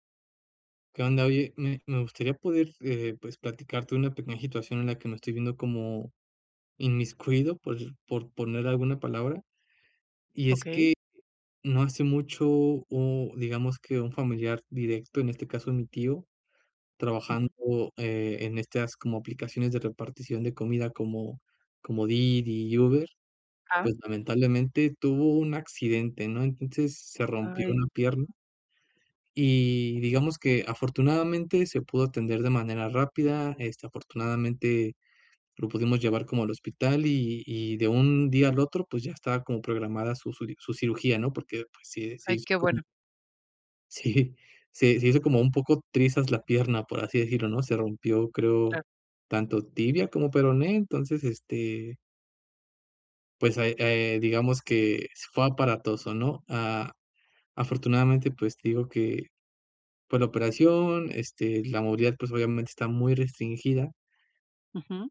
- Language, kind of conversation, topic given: Spanish, advice, ¿Cómo puedo organizarme para cuidar de un familiar mayor o enfermo de forma repentina?
- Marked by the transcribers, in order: other background noise; laughing while speaking: "Sí"